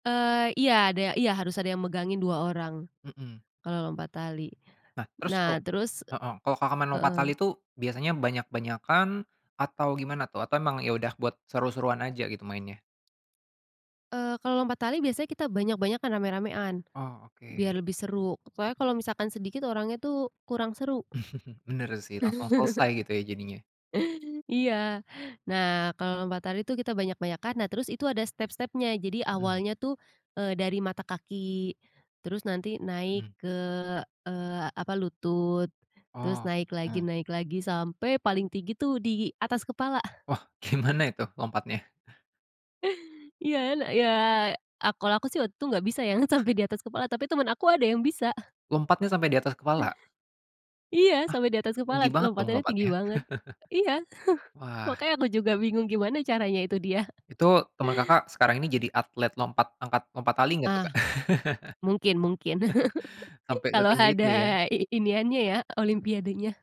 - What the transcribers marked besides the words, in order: tapping; chuckle; laughing while speaking: "gimana"; laughing while speaking: "sampai"; chuckle; laughing while speaking: "dia"; chuckle; laugh; laughing while speaking: "ada i iniannya ya"
- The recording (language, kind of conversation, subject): Indonesian, podcast, Permainan tradisional apa yang kamu mainkan saat kecil, dan seperti apa ceritanya?